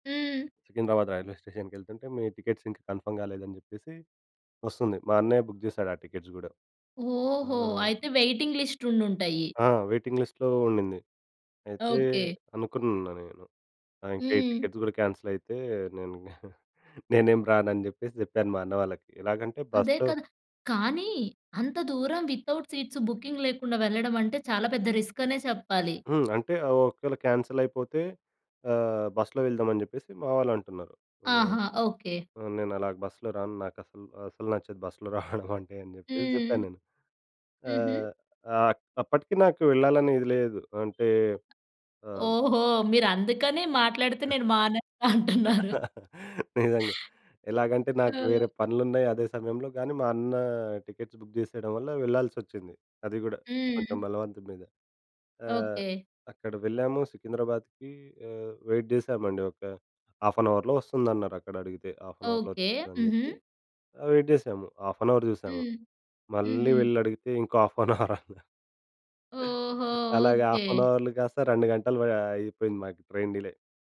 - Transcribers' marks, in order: in English: "టికెట్స్"; in English: "కన్ఫర్మ్"; in English: "బుక్"; in English: "టికెట్స్"; in English: "వెయిటింగ్ లిస్ట్"; in English: "వెయిటింగ్ లిస్ట్‌లో"; in English: "టికెట్స్"; laughing while speaking: "నేనింగ"; in English: "వితౌట్ సీట్స్ బుకింగ్"; in English: "రిస్క్"; tapping; laughing while speaking: "రావడమంటే"; other noise; other background noise; laugh; laughing while speaking: "అంటున్నారు"; in English: "టికెట్స్ బుక్"; in English: "వెయిట్"; in English: "హాఫ్ అన్ అవర్‌లో"; in English: "హాఫ్ అన్ అవర్‌లో"; in English: "వెయిట్"; in English: "హాఫ్ అన్ అవర్"; laughing while speaking: "హాఫ్ అన్ అవరన్నారు"; in English: "హాఫ్ అన్"; in English: "హాఫ్ అన్"; in English: "ట్రైన్ డిలే"
- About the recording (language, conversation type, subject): Telugu, podcast, వర్షం లేదా రైలు ఆలస్యం వంటి అనుకోని పరిస్థితుల్లో ఆ పరిస్థితిని మీరు ఎలా నిర్వహిస్తారు?